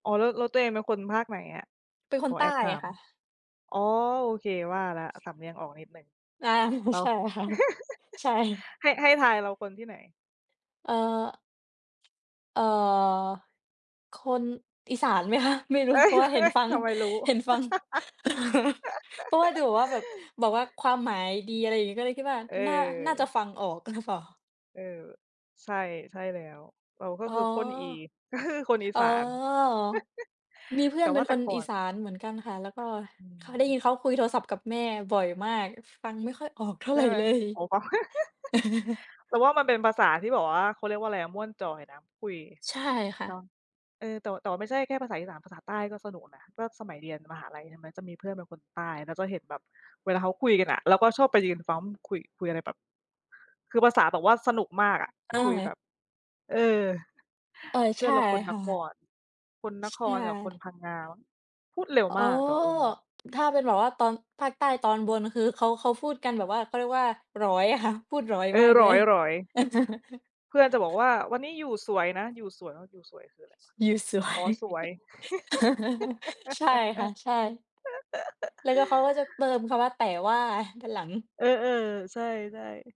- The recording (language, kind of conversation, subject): Thai, unstructured, เพลงโปรดของคุณสื่อสารความรู้สึกอะไรบ้าง?
- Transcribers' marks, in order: chuckle; laughing while speaking: "ใช่ค่ะ ใช่"; chuckle; laughing while speaking: "เห็นฟัง เห็นฟัง"; laughing while speaking: "เฮ้ย เฮ้ย ทำไมรู้"; chuckle; laugh; laughing while speaking: "หรือ"; laugh; laugh; chuckle; tapping; other noise; other background noise; laughing while speaking: "อยู่สวย"; laugh; laugh